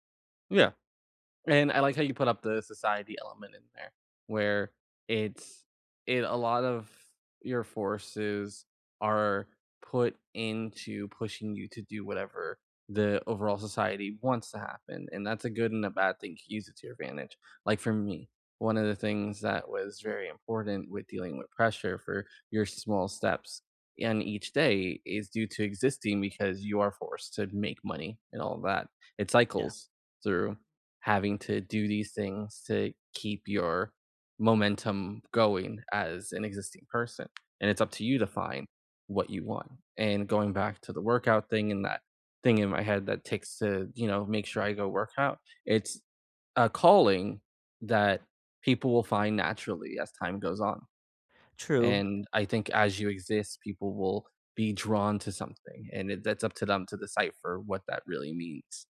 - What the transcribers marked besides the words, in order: tapping
- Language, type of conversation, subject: English, unstructured, What small step can you take today toward your goal?